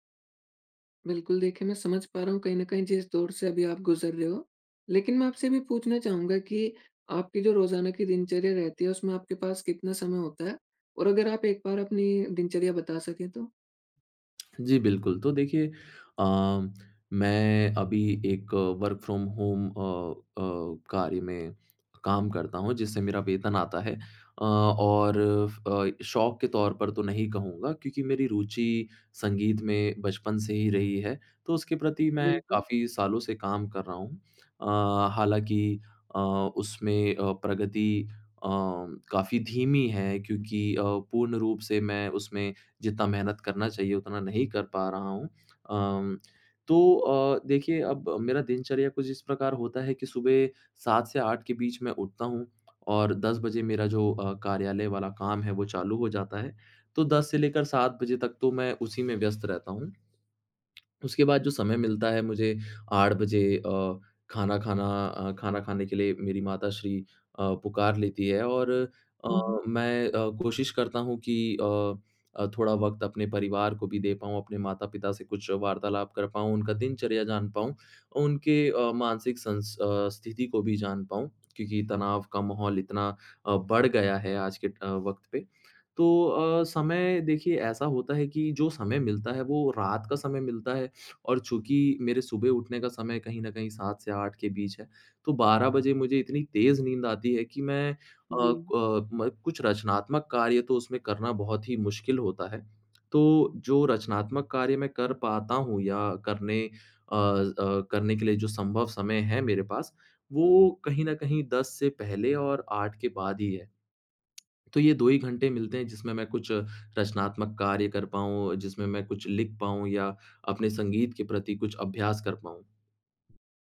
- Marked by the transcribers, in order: other background noise; tapping; in English: "वर्क फ्रॉम होम"; lip smack
- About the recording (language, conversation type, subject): Hindi, advice, क्या मैं रोज़ रचनात्मक अभ्यास शुरू नहीं कर पा रहा/रही हूँ?